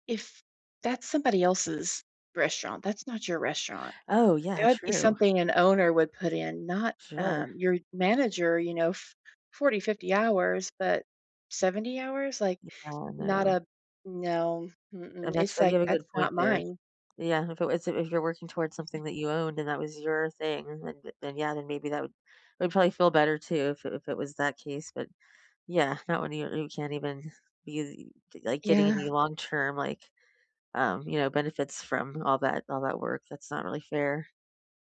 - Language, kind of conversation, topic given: English, unstructured, What role does food play in your social life?
- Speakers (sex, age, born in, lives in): female, 45-49, United States, United States; female, 45-49, United States, United States
- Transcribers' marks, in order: other background noise